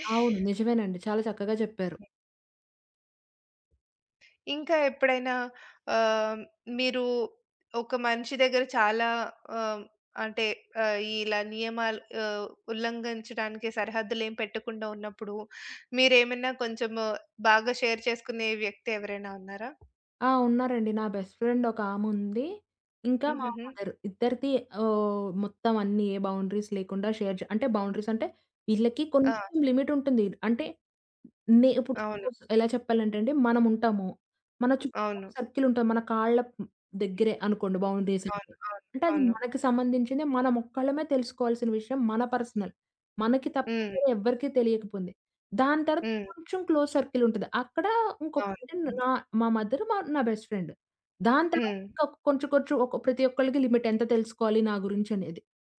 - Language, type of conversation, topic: Telugu, podcast, ఎవరైనా మీ వ్యక్తిగత సరిహద్దులు దాటితే, మీరు మొదట ఏమి చేస్తారు?
- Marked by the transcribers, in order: other background noise; in English: "షేర్"; in English: "బెస్ట్ ఫ్రెండ్"; in English: "మదర్"; in English: "బౌండరీస్"; in English: "షేర్"; in English: "బౌండరీస్"; in English: "లిమిట్"; in English: "సపోజ్"; in English: "సర్కిల్"; in English: "బౌండరీస్"; in English: "పర్సనల్"; in English: "క్లోజ్ సర్కిల్"; in English: "మదర్"; in English: "బెస్ట్ ఫ్రెండ్"; in English: "లిమిట్"